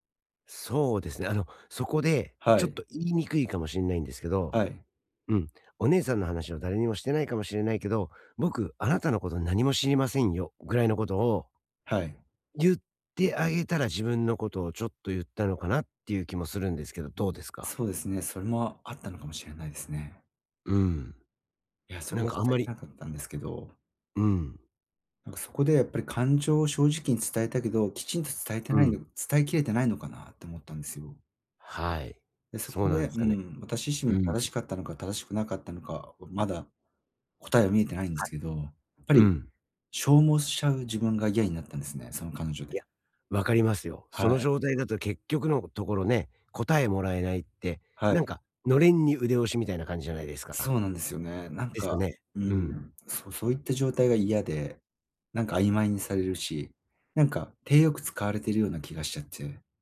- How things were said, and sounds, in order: other background noise; tapping
- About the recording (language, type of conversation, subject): Japanese, advice, 別れの後、新しい関係で感情を正直に伝えるにはどうすればいいですか？